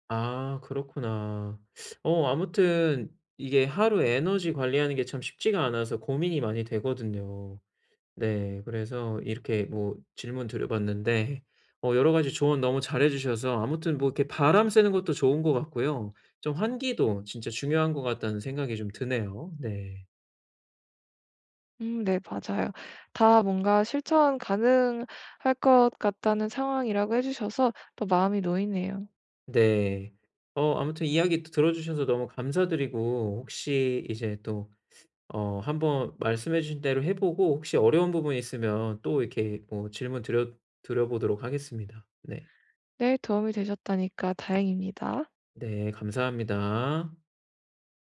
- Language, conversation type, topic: Korean, advice, 하루 동안 에너지를 더 잘 관리하려면 어떻게 해야 하나요?
- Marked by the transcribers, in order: none